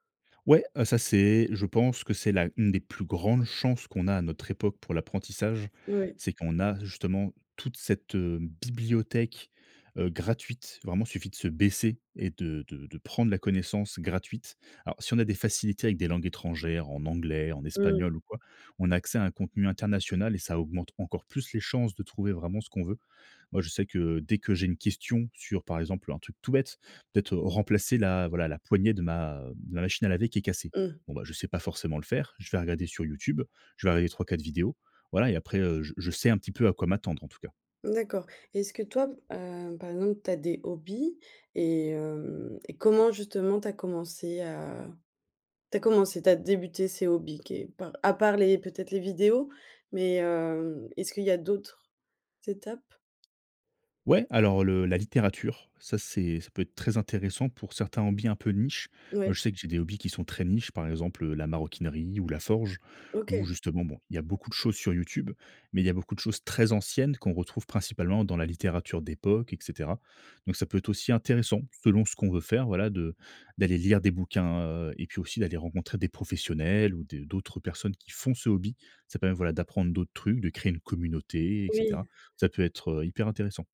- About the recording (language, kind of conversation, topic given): French, podcast, Quel conseil donnerais-tu à quelqu’un qui débute ?
- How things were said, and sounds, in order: stressed: "gratuite"